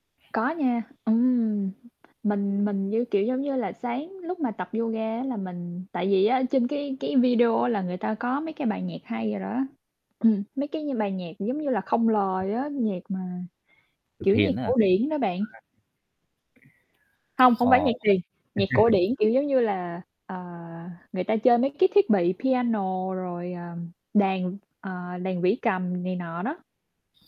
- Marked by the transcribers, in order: static; tapping; unintelligible speech; mechanical hum; unintelligible speech; other background noise; chuckle
- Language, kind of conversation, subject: Vietnamese, unstructured, Bạn thường làm gì để tạo động lực cho mình vào mỗi buổi sáng?